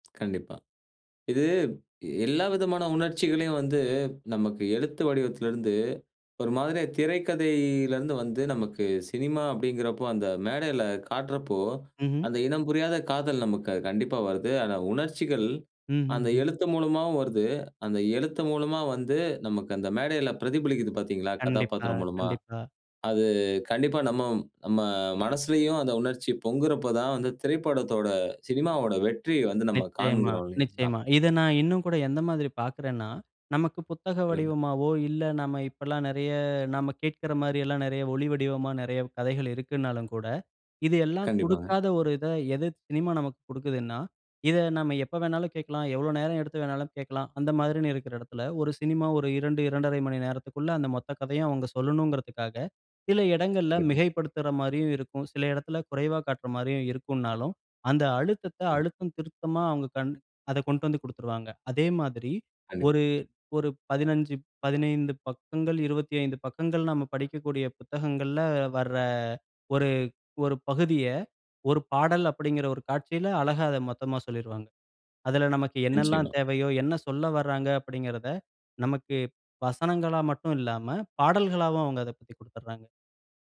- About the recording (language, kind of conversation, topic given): Tamil, podcast, சினிமா கதைகள் உங்களை ஏன் ஈர்க்கும்?
- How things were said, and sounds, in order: none